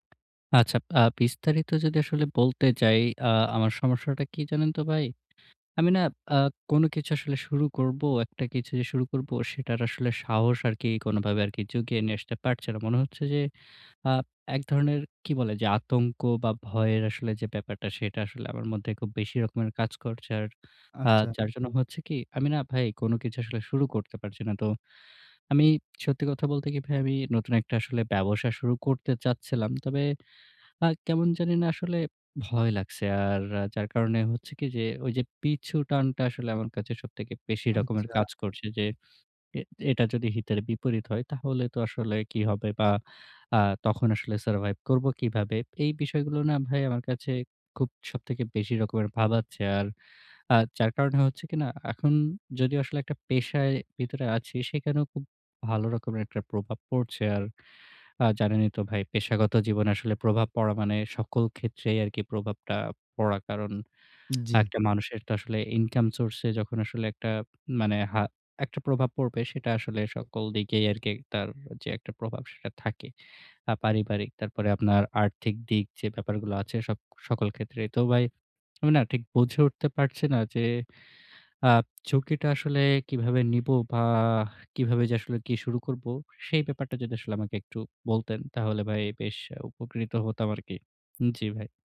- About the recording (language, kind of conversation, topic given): Bengali, advice, আমি ব্যর্থতার পর আবার চেষ্টা করার সাহস কীভাবে জোগাড় করব?
- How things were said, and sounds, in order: in English: "survive"; tapping; in English: "income source"